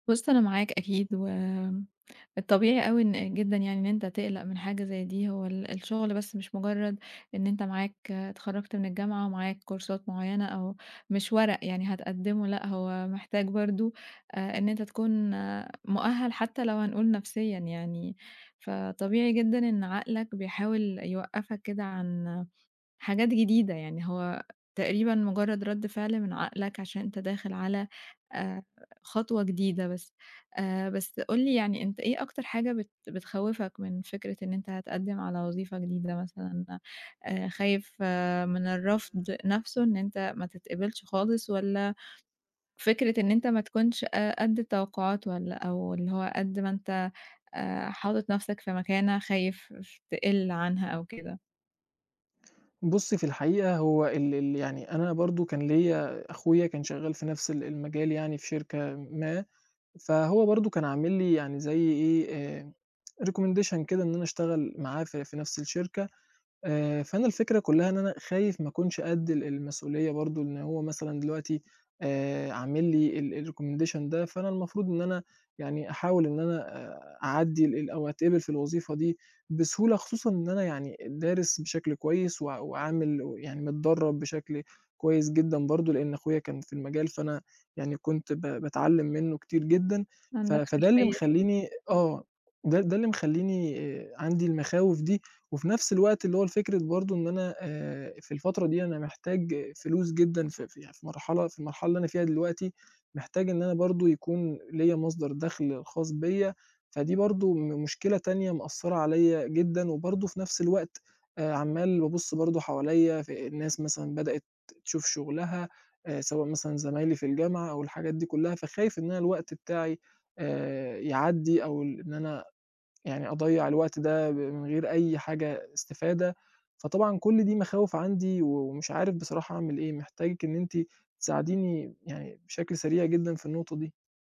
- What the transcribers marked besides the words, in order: in English: "كورسات"; background speech; tapping; tsk; in English: "recommendation"; in English: "الrecommendation"; other background noise
- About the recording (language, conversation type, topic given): Arabic, advice, إزاي أتغلب على ترددي إني أقدّم على شغلانة جديدة عشان خايف من الرفض؟